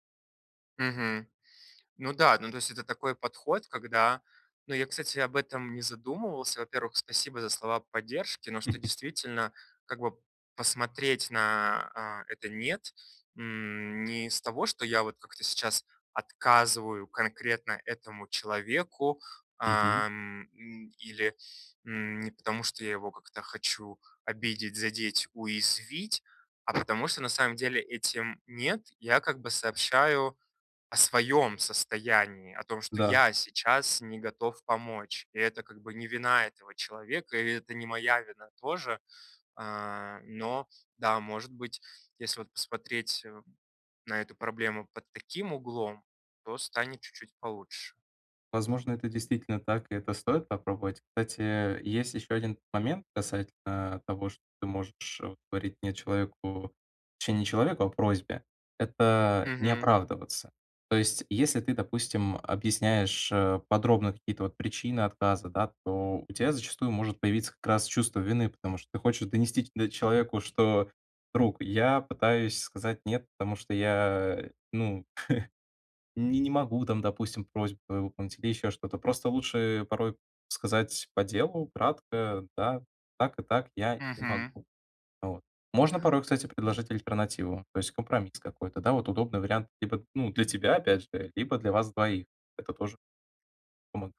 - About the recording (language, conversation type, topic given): Russian, advice, Как научиться говорить «нет», сохраняя отношения и личные границы в группе?
- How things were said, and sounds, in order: chuckle; chuckle; other background noise; unintelligible speech